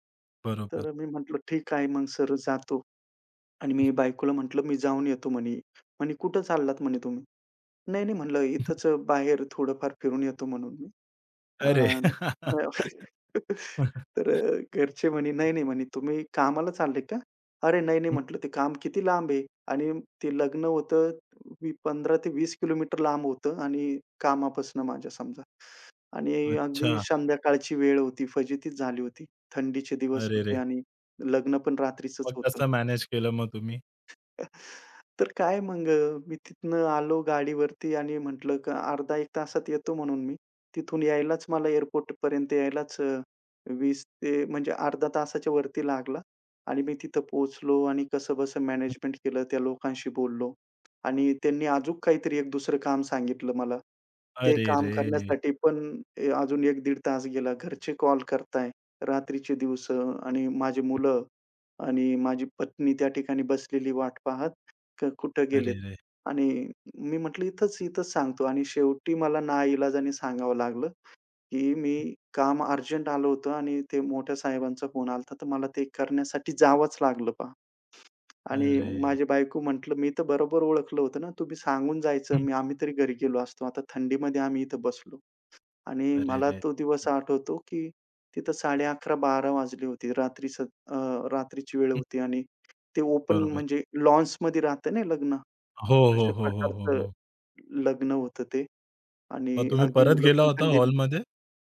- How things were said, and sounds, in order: tapping; chuckle; chuckle; chuckle; laugh; other background noise; chuckle; "अजून" said as "अजूक"; in English: "ओपन"
- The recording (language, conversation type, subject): Marathi, podcast, काम आणि आयुष्यातील संतुलन कसे साधता?